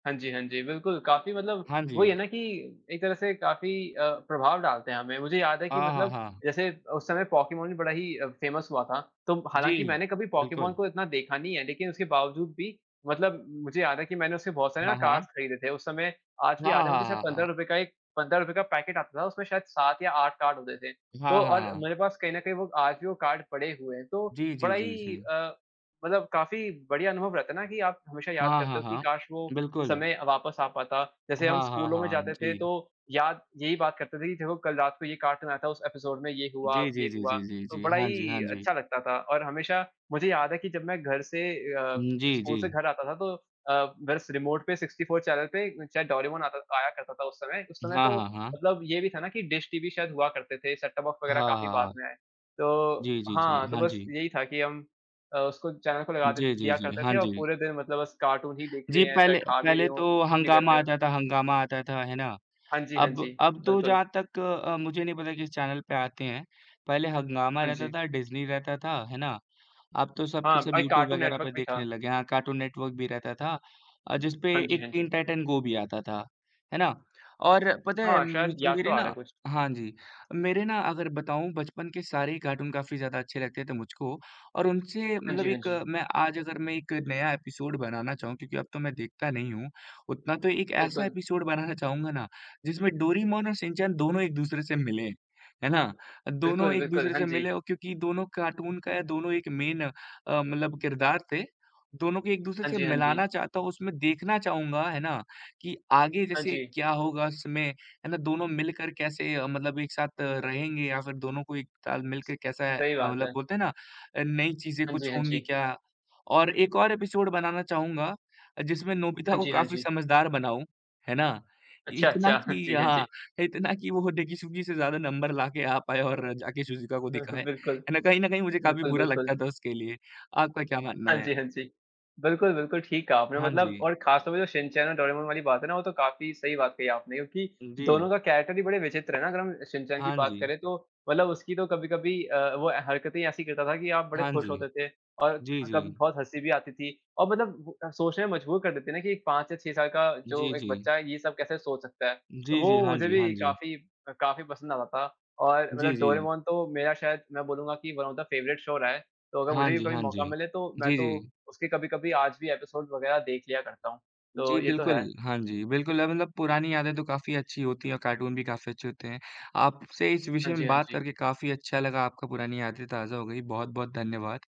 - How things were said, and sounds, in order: other noise; "पोकेमॉन" said as "पॉकिमॉन"; in English: "फ़ेमस"; "पोकेमॉन" said as "पॉकिमॉन"; in English: "कार्ड्स"; in English: "कार्ड"; in English: "कार्ड"; in English: "कार्टून"; in English: "रीमोट"; in English: "सिक्सटी फोर"; other background noise; in English: "कार्टून"; in English: "कार्टून"; in English: "मेन"; laughing while speaking: "इतना कि वो डेकिसुगी से … दिखाए, है ना?"; in English: "नंबर"; chuckle; laughing while speaking: "बिल्कुल"; tapping; in English: "कैरेक्टर"; in English: "वॉन ऑफ दा फ़ेवरेट शो"
- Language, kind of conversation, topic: Hindi, unstructured, आपके बचपन का सबसे पसंदीदा कार्टून कौन-सा था?